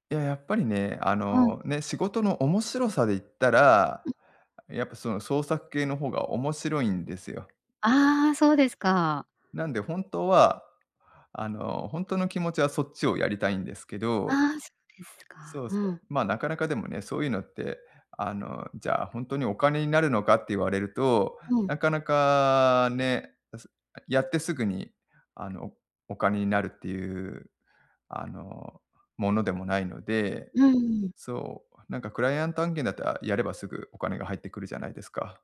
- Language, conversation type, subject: Japanese, advice, 創作に使う時間を確保できずに悩んでいる
- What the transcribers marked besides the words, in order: none